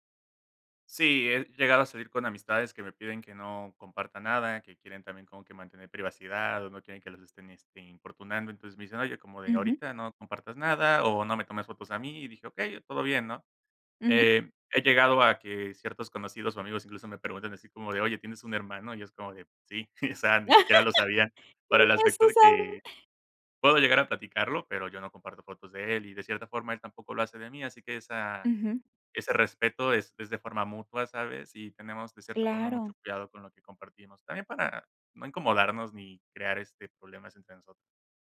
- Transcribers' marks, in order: laugh; unintelligible speech; laughing while speaking: "O sea"
- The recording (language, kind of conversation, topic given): Spanish, podcast, ¿Qué límites pones entre tu vida en línea y la presencial?
- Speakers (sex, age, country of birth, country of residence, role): female, 25-29, Mexico, Mexico, host; male, 30-34, Mexico, Mexico, guest